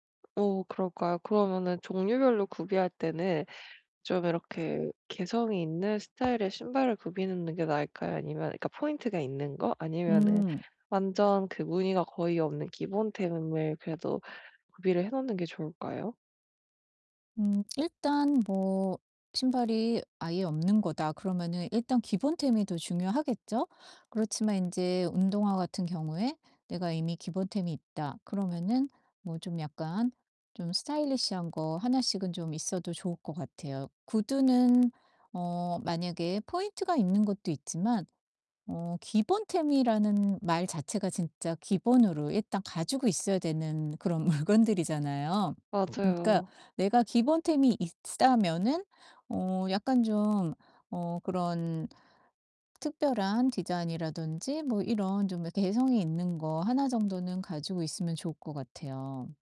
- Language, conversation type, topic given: Korean, advice, 편안함과 개성을 모두 살릴 수 있는 옷차림은 어떻게 찾을 수 있을까요?
- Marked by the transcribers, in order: tapping; static; other background noise; laughing while speaking: "물건들이잖아요"